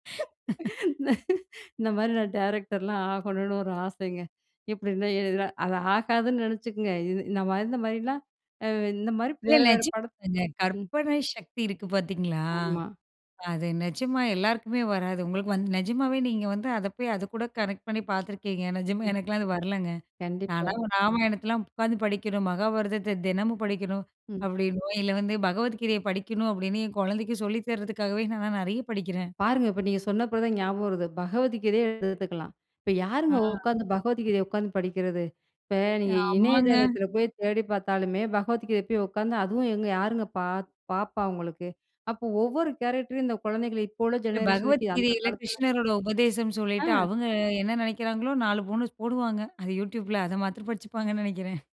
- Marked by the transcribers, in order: laugh; in English: "கேரக்டர்"; in English: "ஜெனரேஷன்"
- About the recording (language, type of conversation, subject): Tamil, podcast, மொழியை கைவிடாமல் பேணிப் பாதுகாத்தால், உங்கள் மரபை காக்க அது உதவுமா?